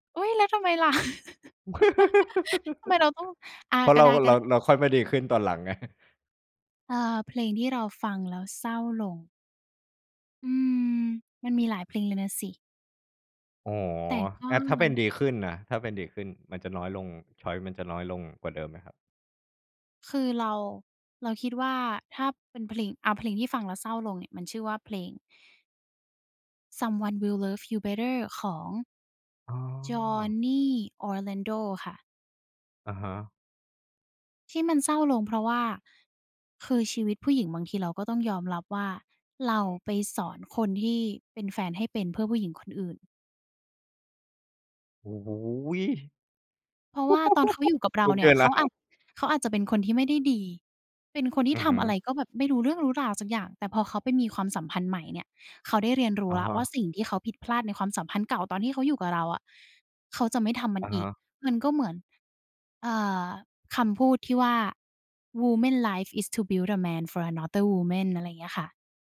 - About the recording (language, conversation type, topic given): Thai, podcast, เพลงไหนที่เป็นเพลงประกอบชีวิตของคุณในตอนนี้?
- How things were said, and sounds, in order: laugh; chuckle; chuckle; in English: "ชอยซ์"; laugh; in English: "Woman life is to build the man for another woman"